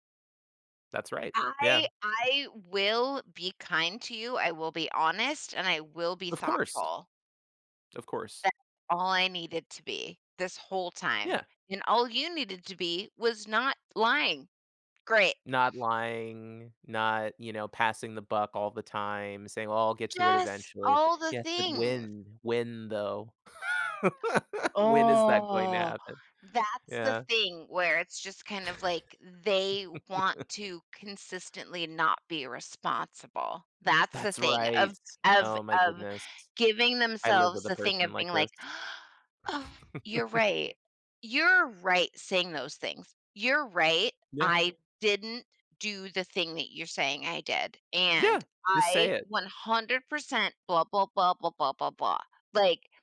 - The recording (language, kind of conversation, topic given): English, unstructured, How can I balance giving someone space while staying close to them?
- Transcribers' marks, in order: other background noise; laugh; drawn out: "Oh"; laugh; chuckle